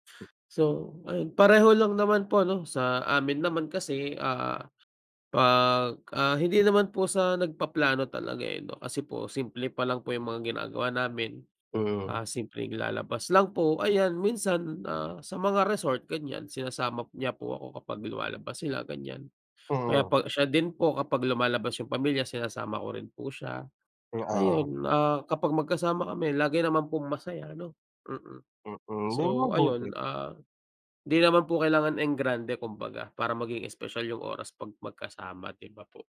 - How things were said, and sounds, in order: none
- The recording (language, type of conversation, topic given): Filipino, unstructured, Paano ninyo pinahahalagahan ang oras na magkasama sa inyong relasyon?
- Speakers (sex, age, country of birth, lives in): male, 25-29, Philippines, Philippines; male, 30-34, Philippines, Philippines